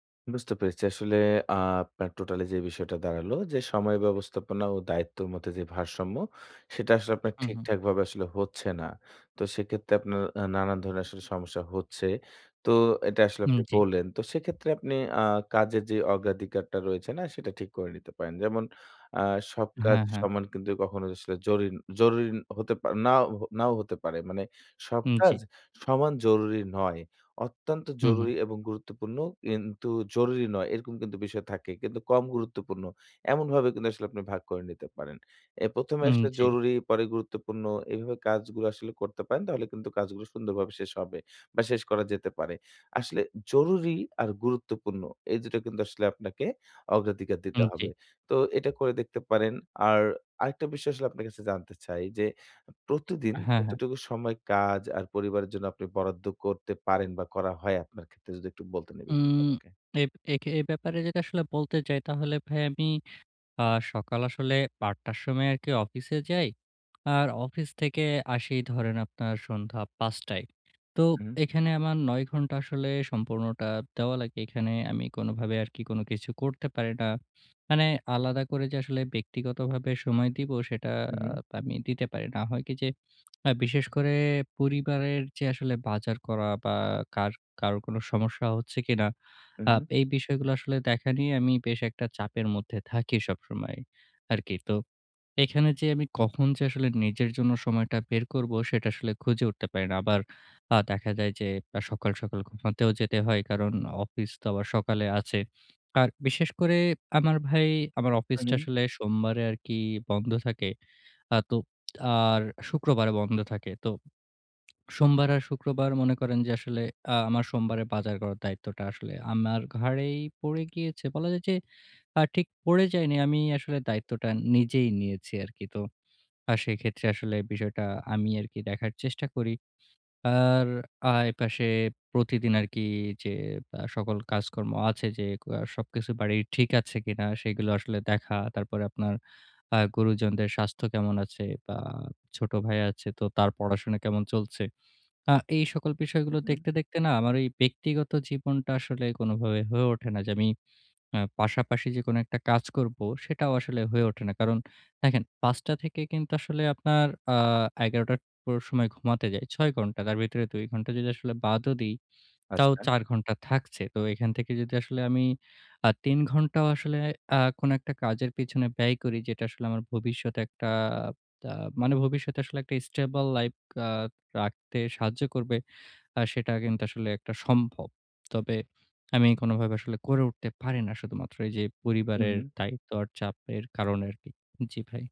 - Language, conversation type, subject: Bengali, advice, নতুন বাবা-মা হিসেবে সময় কীভাবে ভাগ করে কাজ ও পরিবারের দায়িত্বের ভারসাম্য রাখব?
- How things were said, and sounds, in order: tongue click; tongue click; tongue click; tongue click